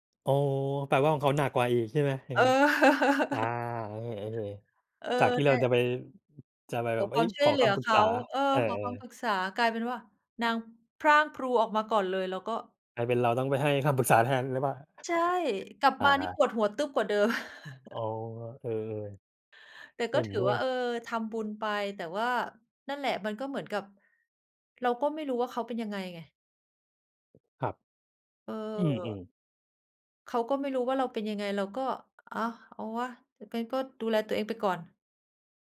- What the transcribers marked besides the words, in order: laughing while speaking: "เออ"; chuckle; other background noise; chuckle; tapping
- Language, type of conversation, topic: Thai, unstructured, คุณคิดว่าการขอความช่วยเหลือเป็นเรื่องอ่อนแอไหม?